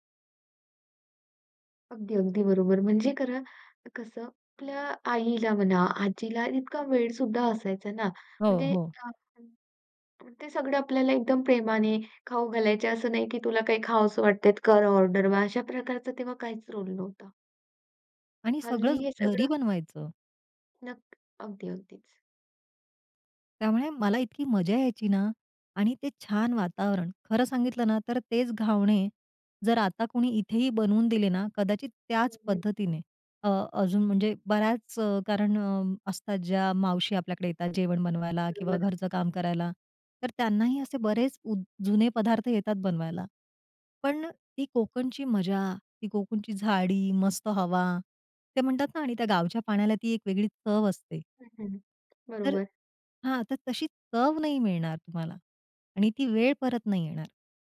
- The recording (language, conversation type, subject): Marathi, podcast, लहानपणीची आठवण जागवणारे कोणते खाद्यपदार्थ तुम्हाला लगेच आठवतात?
- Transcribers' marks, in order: in English: "रोल"; other background noise